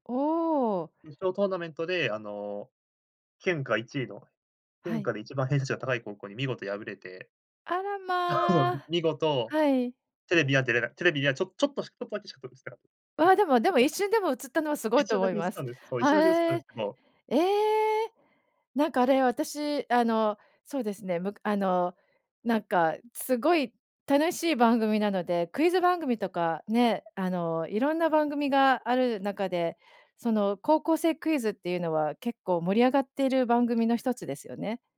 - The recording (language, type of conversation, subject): Japanese, podcast, ライブやコンサートで最も印象に残っている出来事は何ですか？
- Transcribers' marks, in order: laugh